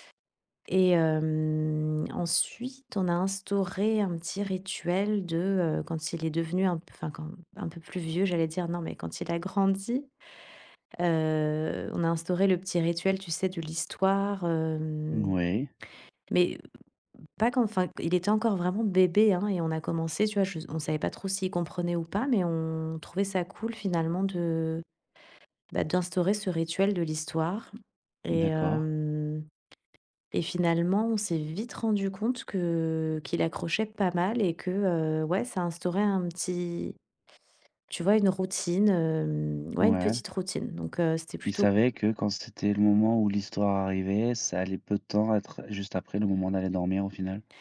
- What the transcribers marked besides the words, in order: drawn out: "hem"; drawn out: "hem"
- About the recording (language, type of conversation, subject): French, podcast, Comment se déroule le coucher des enfants chez vous ?